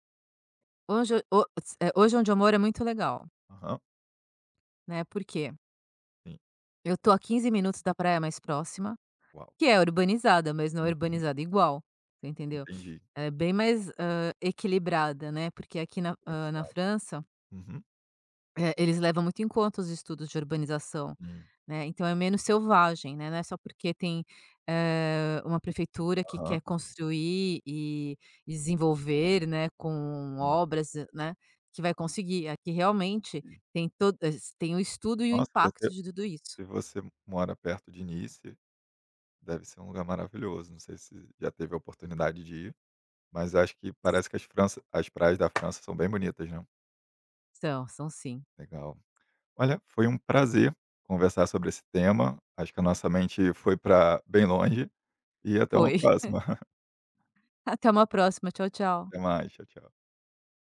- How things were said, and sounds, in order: other background noise; tapping; chuckle
- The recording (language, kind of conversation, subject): Portuguese, podcast, Me conta uma experiência na natureza que mudou sua visão do mundo?